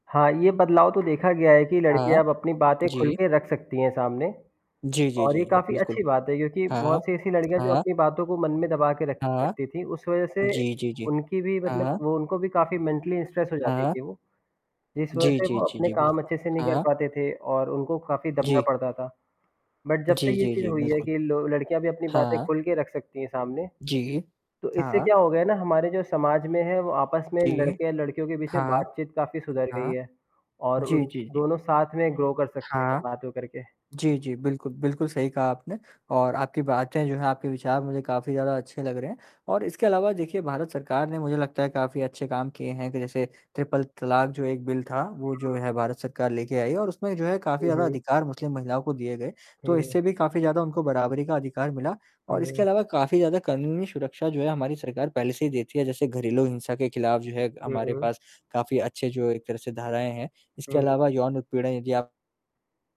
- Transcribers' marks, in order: static; tapping; in English: "मेंटली स्ट्रेस"; in English: "बट"; in English: "ग्रो"; in English: "ट्रिपल"; in English: "बिल"; distorted speech
- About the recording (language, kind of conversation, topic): Hindi, unstructured, क्या हमारे समुदाय में महिलाओं को समान सम्मान मिलता है?